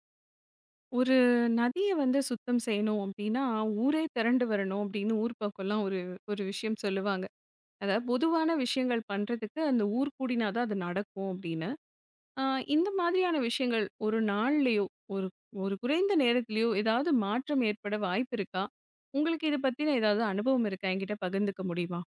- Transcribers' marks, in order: none
- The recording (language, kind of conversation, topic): Tamil, podcast, ஒரு நதியை ஒரே நாளில் எப்படிச் சுத்தம் செய்யத் தொடங்கலாம்?